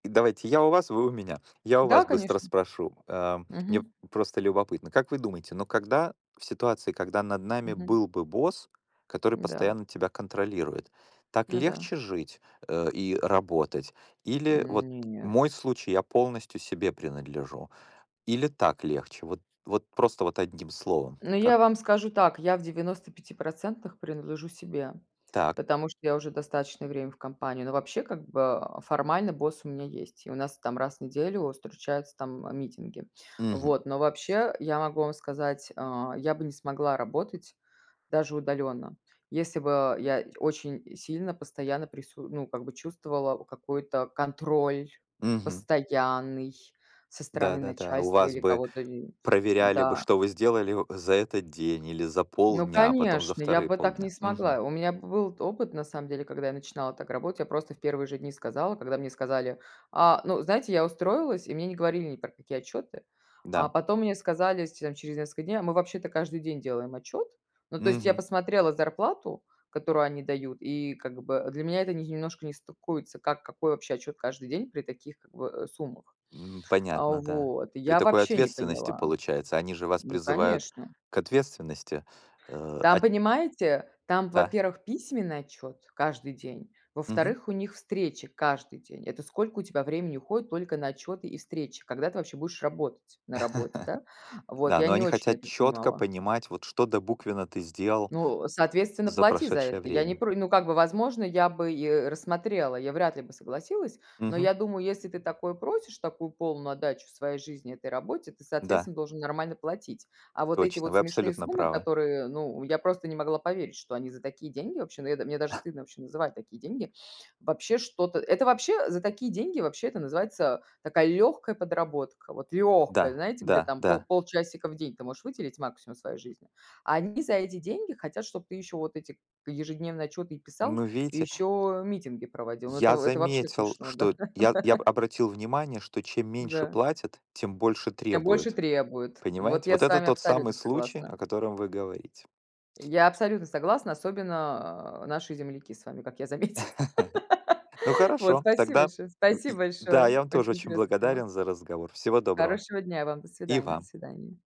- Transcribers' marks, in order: tapping; other background noise; stressed: "постоянный"; laugh; chuckle; drawn out: "легкая"; chuckle; laugh; laughing while speaking: "заметила"; laugh
- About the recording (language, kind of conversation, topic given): Russian, unstructured, Как ты находишь баланс между работой и личной жизнью?